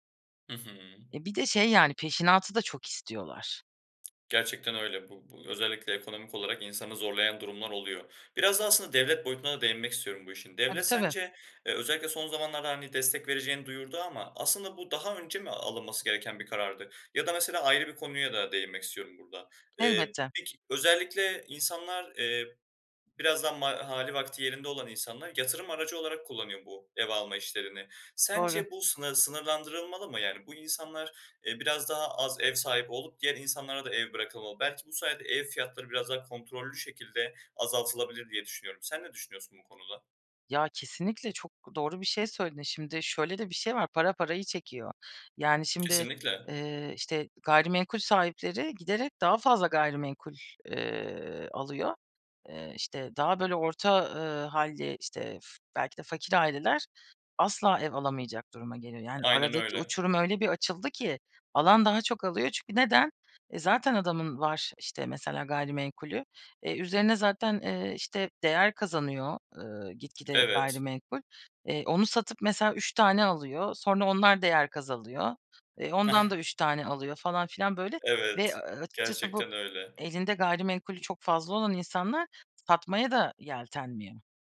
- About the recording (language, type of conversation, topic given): Turkish, podcast, Ev almak mı, kiralamak mı daha mantıklı sizce?
- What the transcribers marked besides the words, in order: other background noise; tapping; chuckle